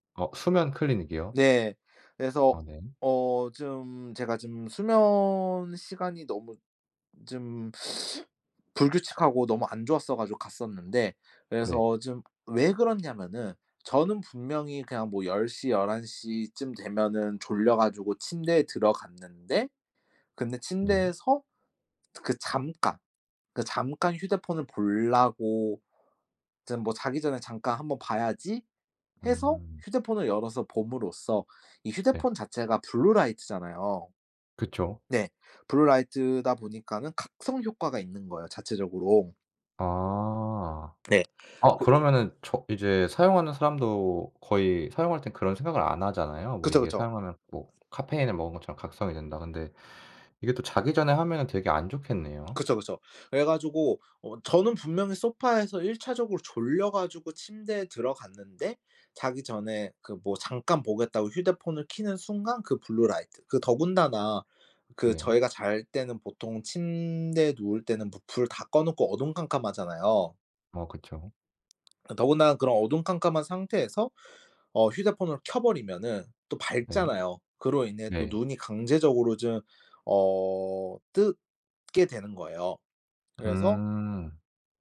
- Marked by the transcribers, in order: teeth sucking; tapping; other background noise; background speech; swallow
- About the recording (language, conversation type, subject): Korean, podcast, 휴대폰 사용하는 습관을 줄이려면 어떻게 하면 좋을까요?